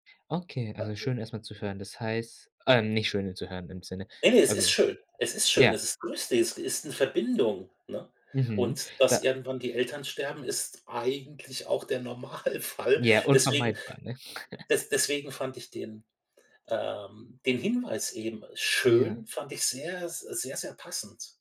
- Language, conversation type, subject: German, podcast, Welche Lieder verbindest du mit deiner Familie?
- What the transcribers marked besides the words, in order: unintelligible speech; laughing while speaking: "Normalfall"; chuckle